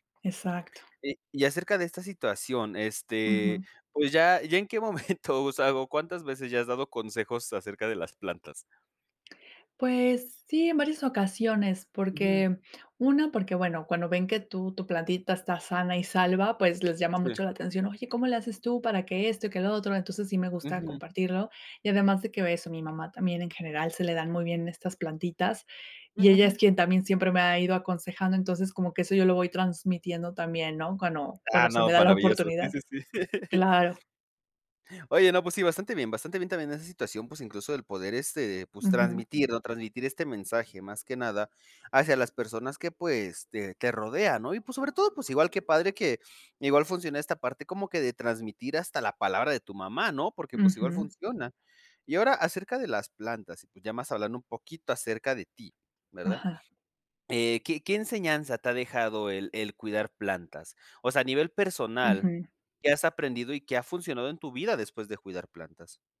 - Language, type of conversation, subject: Spanish, podcast, ¿Qué te ha enseñado la experiencia de cuidar una planta?
- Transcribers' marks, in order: laughing while speaking: "momento"; laugh